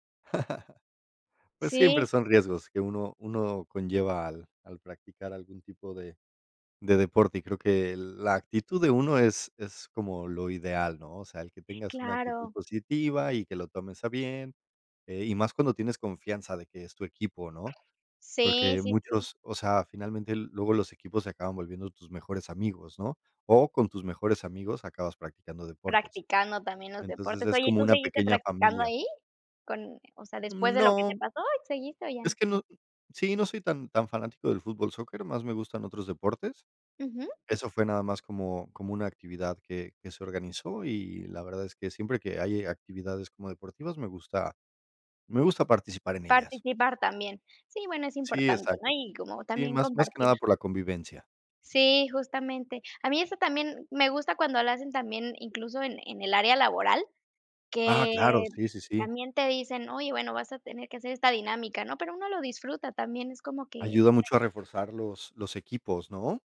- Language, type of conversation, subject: Spanish, unstructured, ¿Puedes contar alguna anécdota graciosa relacionada con el deporte?
- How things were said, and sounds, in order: chuckle